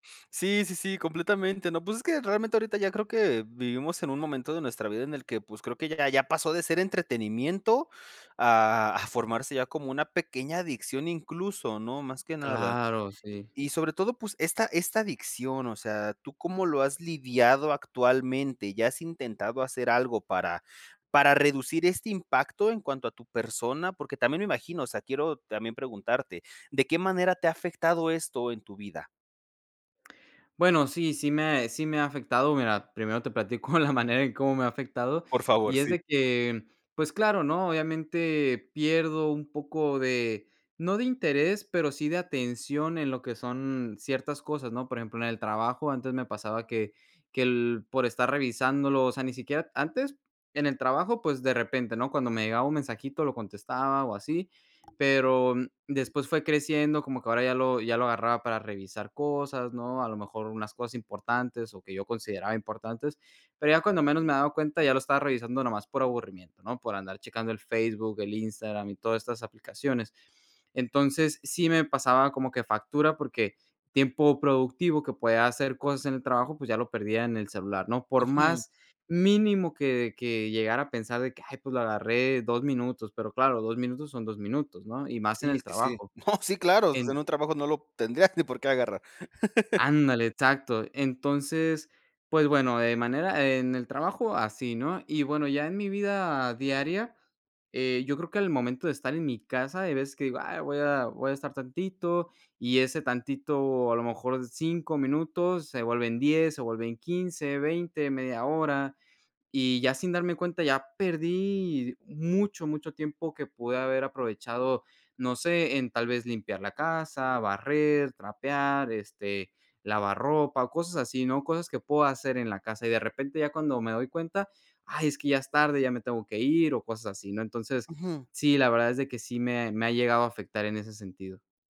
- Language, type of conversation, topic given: Spanish, podcast, ¿Te pasa que miras el celular sin darte cuenta?
- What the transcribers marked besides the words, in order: laughing while speaking: "platico la manera"; laugh